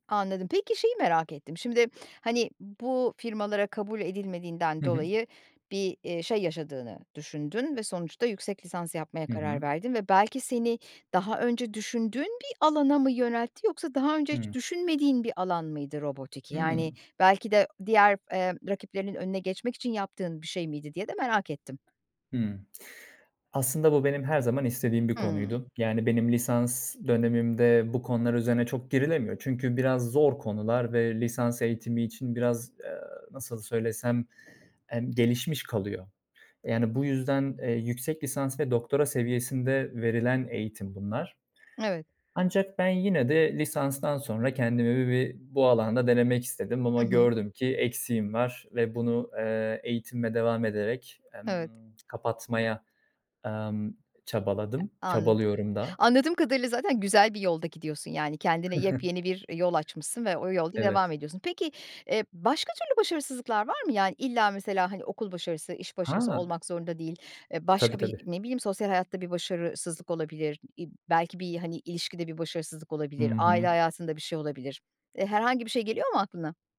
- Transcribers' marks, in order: other background noise; tsk; chuckle; anticipating: "başka türlü başarısızlıklar var mı?"; tapping
- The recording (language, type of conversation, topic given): Turkish, podcast, Başarısızlıktan öğrendiğin en önemli ders nedir?